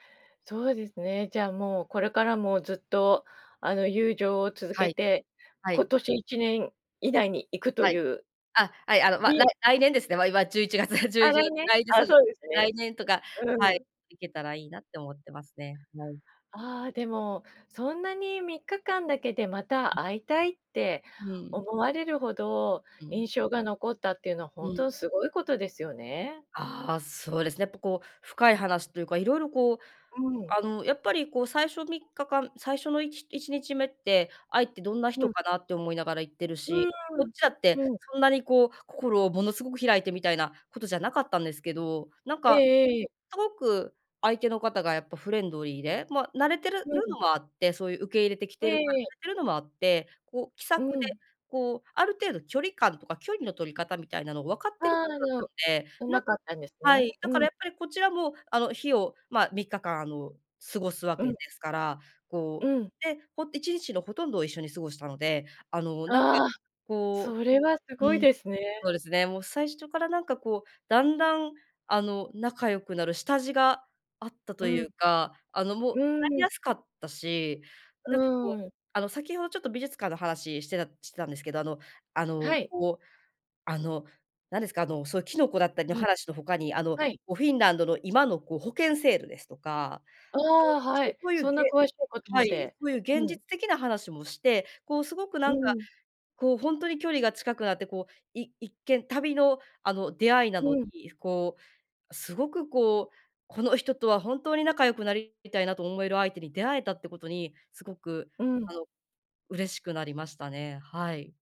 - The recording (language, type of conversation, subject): Japanese, podcast, 心が温かくなった親切な出会いは、どんな出来事でしたか？
- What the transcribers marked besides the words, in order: other noise; chuckle; unintelligible speech; unintelligible speech